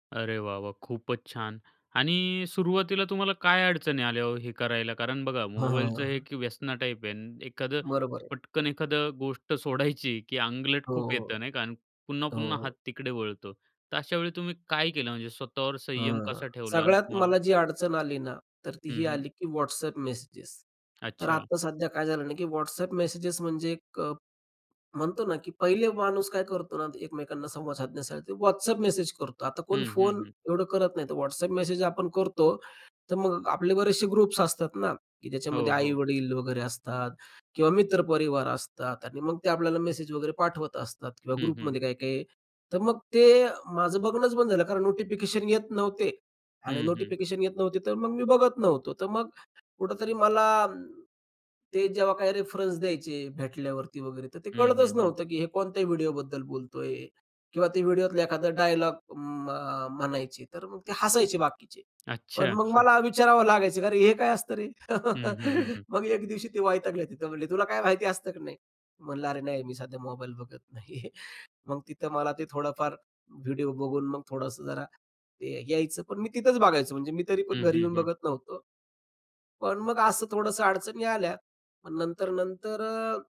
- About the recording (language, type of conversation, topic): Marathi, podcast, डिजिटल डिटॉक्सबद्दल तुमचे काय विचार आहेत?
- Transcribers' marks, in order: laughing while speaking: "सोडायची"; other background noise; in English: "रेफरन्स"; chuckle; laughing while speaking: "नाही आहे"